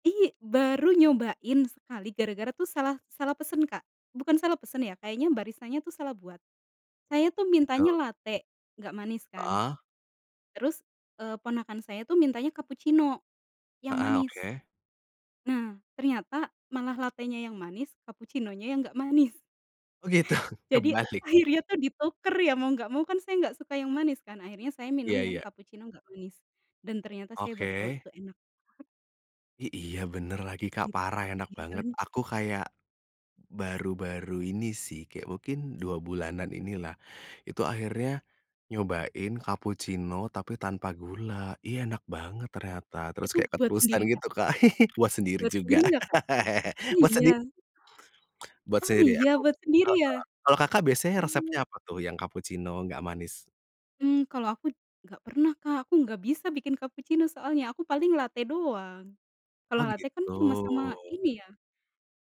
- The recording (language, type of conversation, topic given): Indonesian, podcast, Bagaimana pengalaman Anda mengurangi pemborosan makanan di dapur?
- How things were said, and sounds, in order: chuckle; chuckle; laugh